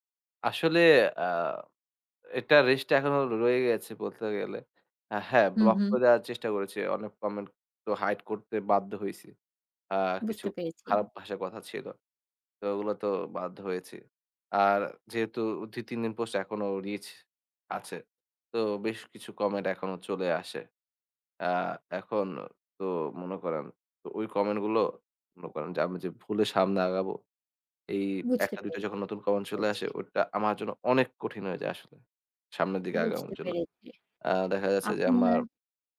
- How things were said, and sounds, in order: other background noise
- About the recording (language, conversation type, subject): Bengali, advice, সামাজিক মিডিয়ায় প্রকাশ্যে ট্রোলিং ও নিম্নমানের সমালোচনা কীভাবে মোকাবিলা করেন?